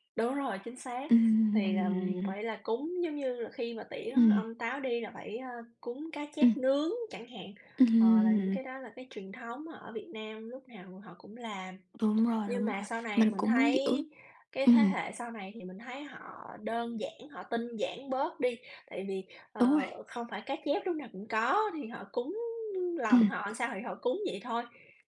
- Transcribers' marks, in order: other background noise; drawn out: "Ừm"; tapping
- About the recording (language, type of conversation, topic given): Vietnamese, unstructured, Bạn có lo lắng khi con cháu không giữ gìn truyền thống gia đình không?